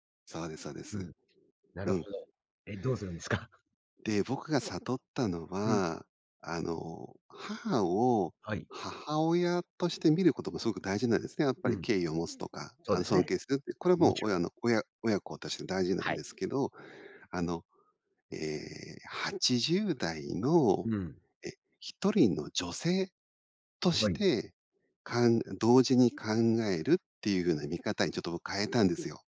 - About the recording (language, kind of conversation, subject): Japanese, podcast, 親との価値観の違いを、どのように乗り越えましたか？
- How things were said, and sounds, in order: chuckle